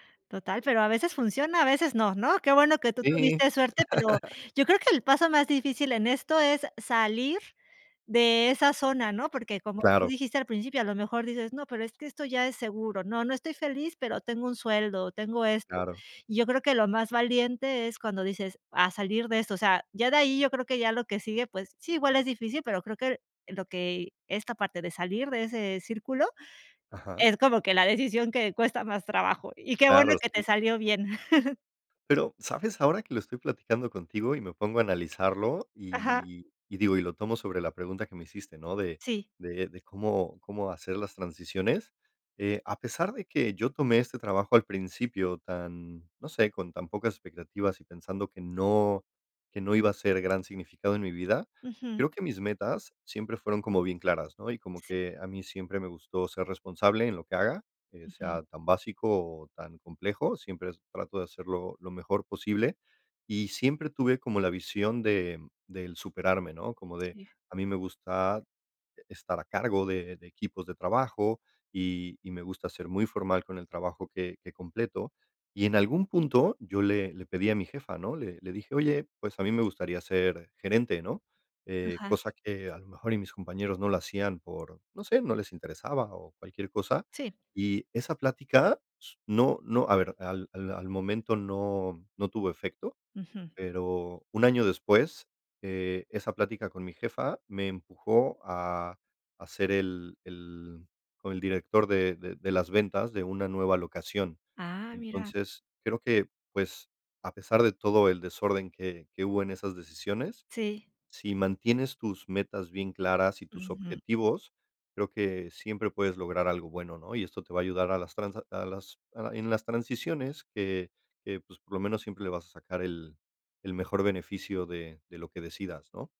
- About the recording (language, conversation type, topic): Spanish, podcast, ¿Qué errores cometiste al empezar la transición y qué aprendiste?
- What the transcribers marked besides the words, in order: laugh; chuckle; tapping